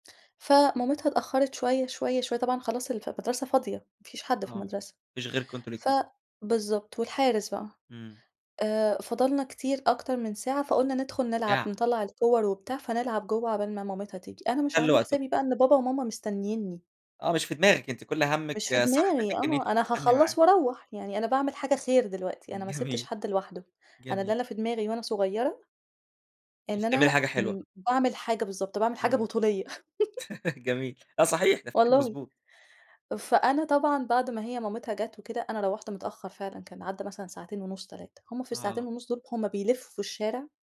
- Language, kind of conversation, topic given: Arabic, podcast, إيه أول درس اتعلمته في بيت أهلك؟
- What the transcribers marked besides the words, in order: tapping; laugh; chuckle